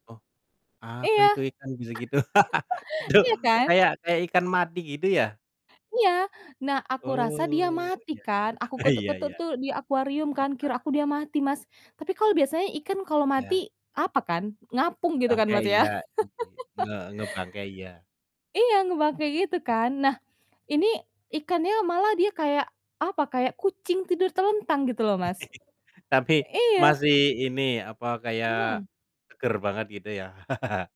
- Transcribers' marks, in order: static; chuckle; laugh; laughing while speaking: "Itu"; drawn out: "Oh"; distorted speech; chuckle; laugh; other background noise; chuckle; laugh
- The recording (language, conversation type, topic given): Indonesian, unstructured, Apa hewan peliharaan paling unik yang pernah kamu lihat atau kamu pelihara?